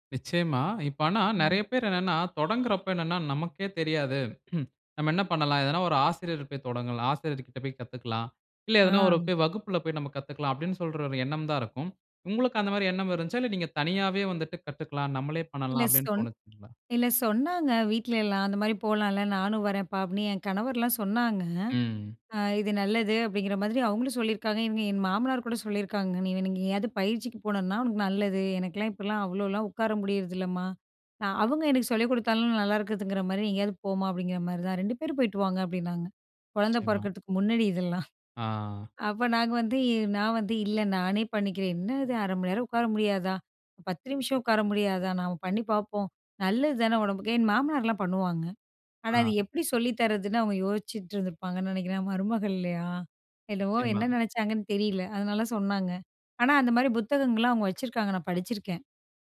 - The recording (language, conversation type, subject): Tamil, podcast, தியானத்தின் போது வரும் எதிர்மறை எண்ணங்களை நீங்கள் எப்படிக் கையாள்கிறீர்கள்?
- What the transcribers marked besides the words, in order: horn; chuckle; laughing while speaking: "இதெல்லாம். அப்ப நாங்க வந்து"